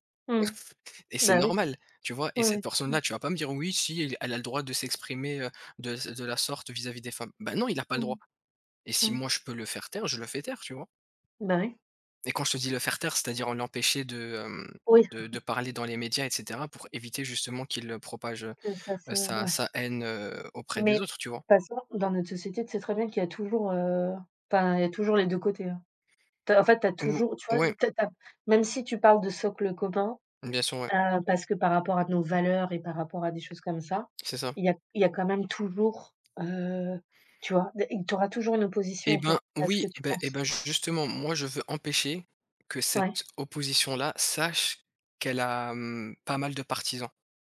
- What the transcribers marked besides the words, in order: chuckle; tapping; other background noise
- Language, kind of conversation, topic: French, unstructured, Accepteriez-vous de vivre sans liberté d’expression pour garantir la sécurité ?